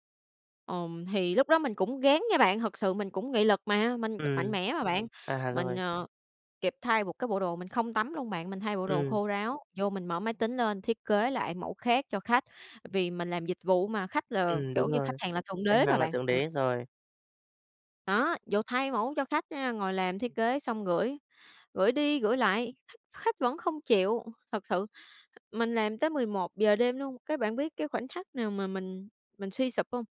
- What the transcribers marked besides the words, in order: tapping; other background noise
- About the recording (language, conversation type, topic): Vietnamese, podcast, Khoảnh khắc nào đã thay đổi cách bạn nhìn cuộc sống?